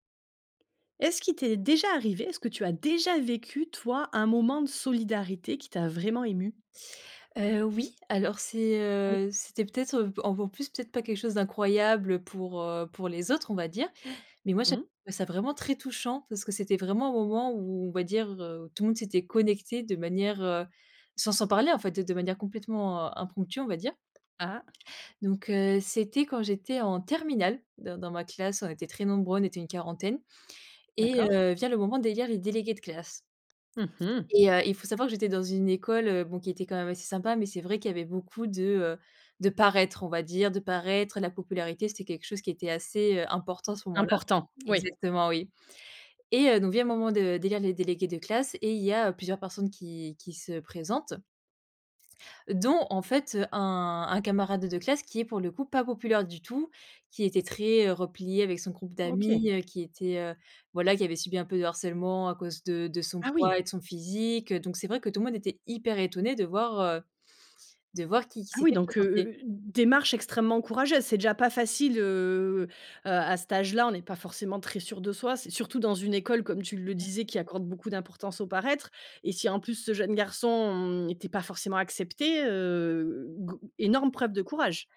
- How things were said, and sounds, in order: other background noise; "encore" said as "enbo"; unintelligible speech; tapping; stressed: "hyper"; drawn out: "heu"; unintelligible speech; drawn out: "garçon"; stressed: "accepté"
- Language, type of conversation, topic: French, podcast, As-tu déjà vécu un moment de solidarité qui t’a profondément ému ?
- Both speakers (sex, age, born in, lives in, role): female, 25-29, France, France, guest; female, 35-39, France, France, host